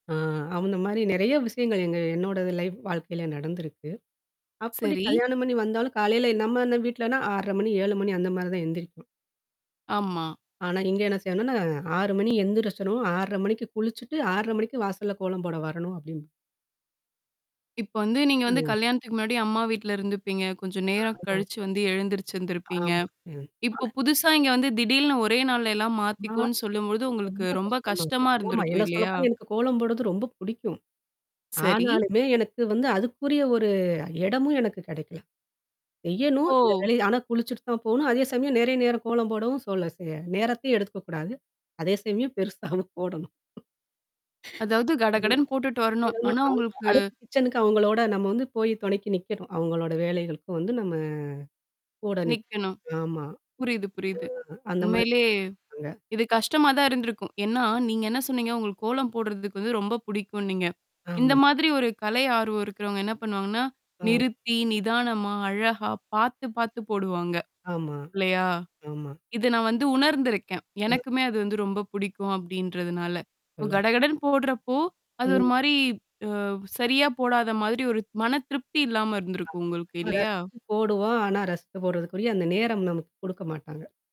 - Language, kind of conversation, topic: Tamil, podcast, நீங்கள் முதன்முறையாக மன்னிப்பு கேட்ட தருணத்தைப் பற்றி சொல்ல முடியுமா?
- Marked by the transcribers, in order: static; tapping; in English: "லைஃப்"; distorted speech; unintelligible speech; laughing while speaking: "அதே சமயம் பெருசாவும் போடணும்"; other noise; mechanical hum